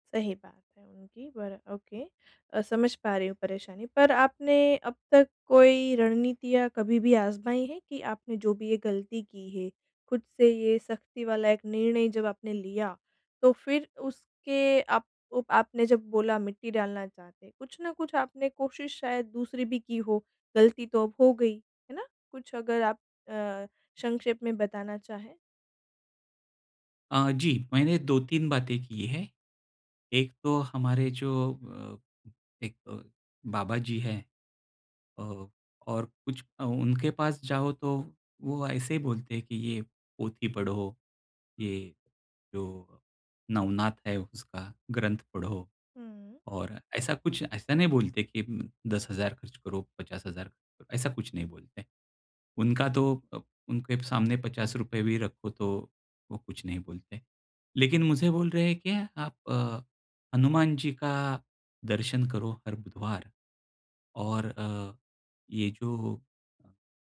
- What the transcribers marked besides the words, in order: in English: "ओके"
- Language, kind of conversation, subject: Hindi, advice, आप आत्म-आलोचना छोड़कर खुद के प्रति सहानुभूति कैसे विकसित कर सकते हैं?